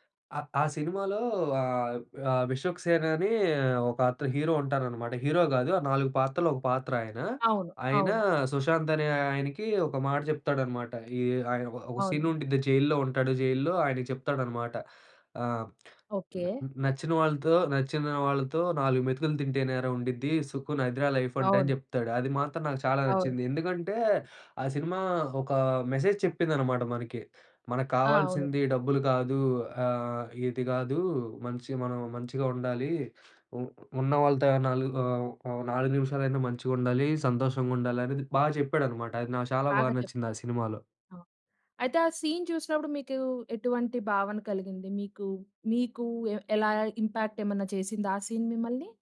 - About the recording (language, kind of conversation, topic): Telugu, podcast, మీకు ఇష్టమైన సినిమా గురించి ఒక ప్రత్యేక అనుభవం ఏమిటి?
- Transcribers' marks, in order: other noise; in English: "హీరో"; in English: "హీరో"; in English: "సీన్"; in English: "జైల్‌లో"; in English: "జైల్‌లో"; in English: "సుఖున్"; in English: "లైఫ్"; in English: "మెసేజ్"; in English: "సీన్"; in English: "ఇంపాక్ట్"; in English: "సీన్"